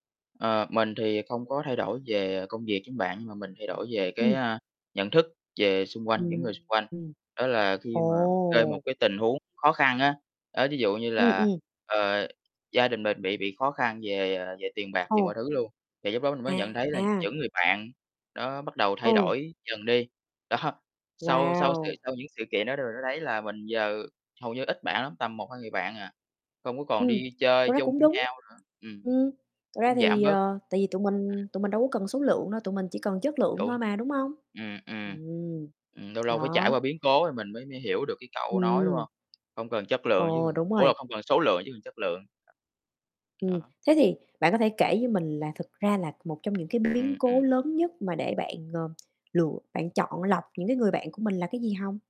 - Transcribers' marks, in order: distorted speech; other background noise; laughing while speaking: "Đó"; tapping
- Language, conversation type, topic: Vietnamese, unstructured, Điều gì đã khiến bạn thay đổi nhiều nhất trong vài năm qua?